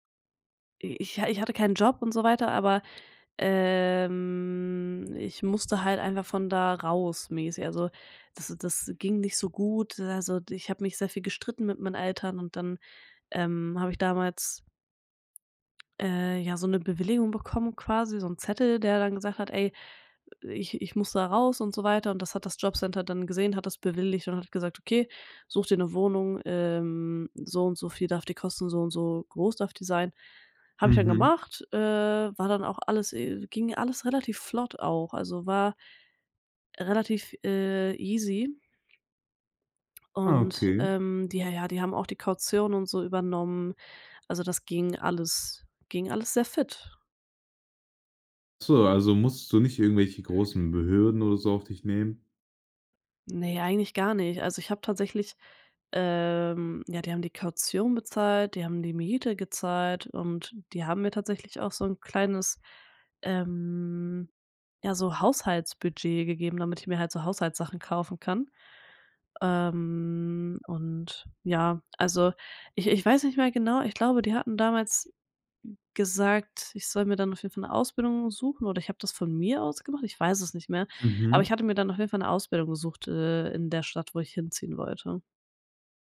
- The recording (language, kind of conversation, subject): German, podcast, Wann hast du zum ersten Mal alleine gewohnt und wie war das?
- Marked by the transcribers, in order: drawn out: "ähm"; tapping; in English: "easy"; other background noise; drawn out: "ähm"; drawn out: "ähm"; drawn out: "Ähm"